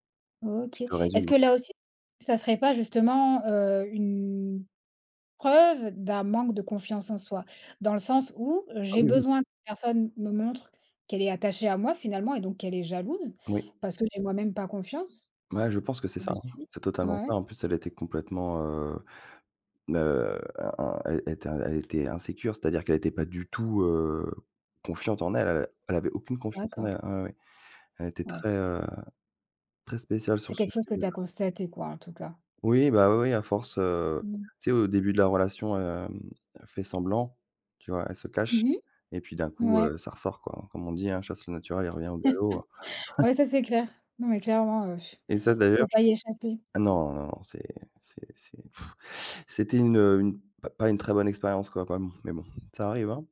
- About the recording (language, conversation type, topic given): French, unstructured, Que penses-tu des relations où l’un des deux est trop jaloux ?
- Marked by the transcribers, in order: other background noise; tapping; laugh; blowing